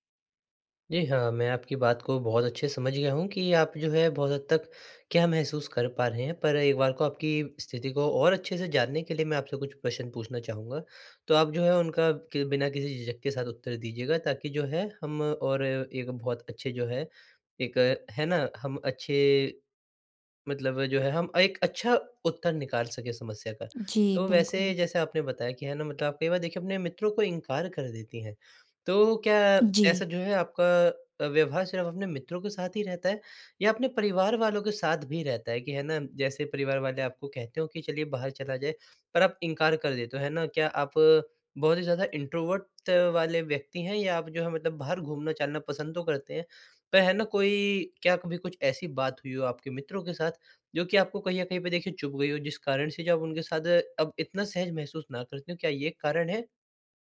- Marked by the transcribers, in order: in English: "इंट्रोवर्ट"
- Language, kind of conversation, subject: Hindi, advice, मैं सामाजिक दबाव और अकेले समय के बीच संतुलन कैसे बनाऊँ, जब दोस्त बुलाते हैं?